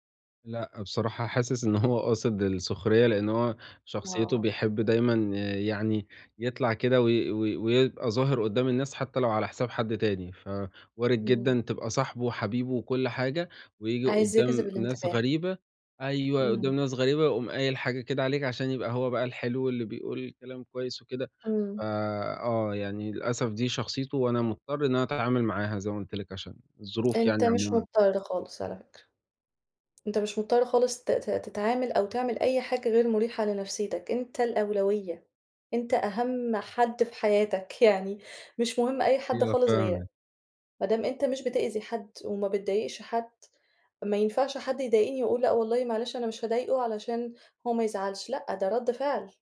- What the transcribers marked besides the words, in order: tapping
- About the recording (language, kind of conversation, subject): Arabic, advice, إزاي أتعامل مع نقد شخصي جارح من صديق قريب بيتكرر دايمًا؟
- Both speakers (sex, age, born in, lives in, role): female, 35-39, Egypt, Egypt, advisor; male, 20-24, Egypt, Italy, user